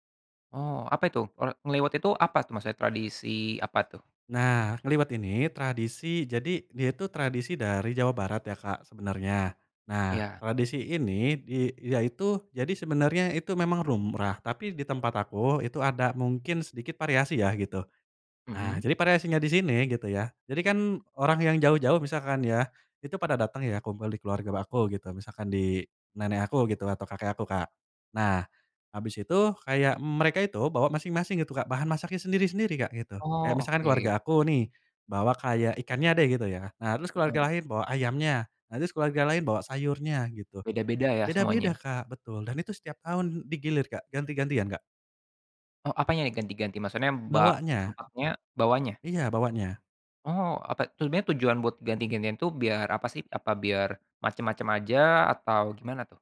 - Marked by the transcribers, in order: none
- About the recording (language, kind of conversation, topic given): Indonesian, podcast, Bagaimana tradisi makan keluarga Anda saat mudik atau pulang kampung?